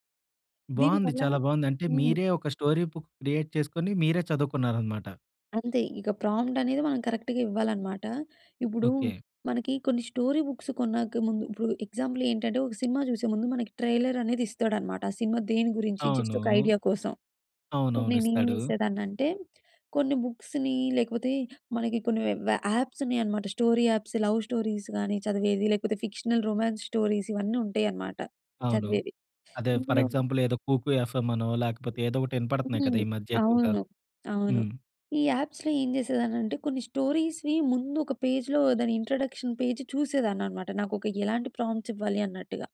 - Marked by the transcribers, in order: in English: "స్టోరీ బుక్ క్రియేట్"; in English: "ప్రాంప్ట్"; in English: "కరెక్ట్‌గా"; in English: "స్టోరీ బుక్స్"; in English: "ఎగ్జాంపుల్"; in English: "ట్రైలర్"; in English: "జస్ట్"; in English: "బుక్స్‌ని"; in English: "యా యాప్స్"; in English: "స్టోరీ యాప్స్, లవ్ స్టోరీస్"; in English: "ఫిక్షనల్ రొమాన్స్ స్టోరీస్"; in English: "ఫ‌ర్ ఎగ్జాంపుల్"; sniff; in English: "యాప్స్‌లో"; in English: "స్టోరీస్‌వి"; in English: "ఇంట్రడక్షన్ పేజ్"; in English: "ప్రాంప్ట్స్"
- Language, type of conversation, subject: Telugu, podcast, కొత్త నైపుణ్యం నేర్చుకున్న తర్వాత మీ రోజు ఎలా మారింది?